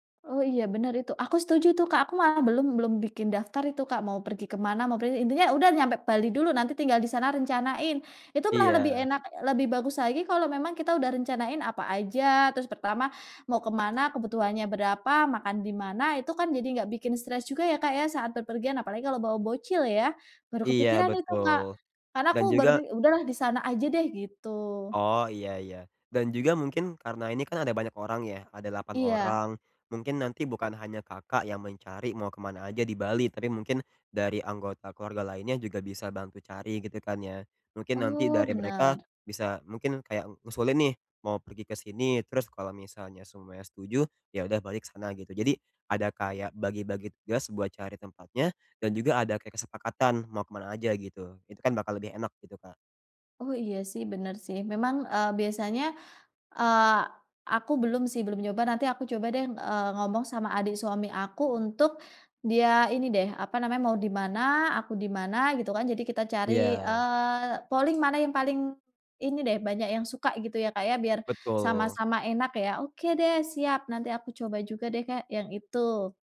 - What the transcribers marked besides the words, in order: other background noise; in English: "polling"
- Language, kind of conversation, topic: Indonesian, advice, Bagaimana cara mengurangi stres saat bepergian?